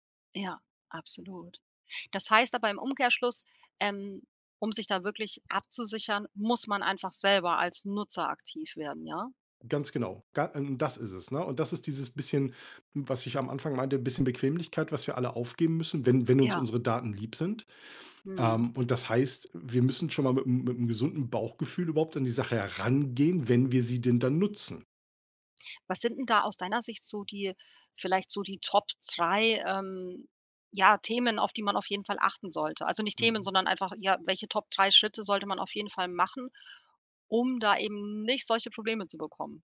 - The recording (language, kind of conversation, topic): German, podcast, Was ist dir wichtiger: Datenschutz oder Bequemlichkeit?
- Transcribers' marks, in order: none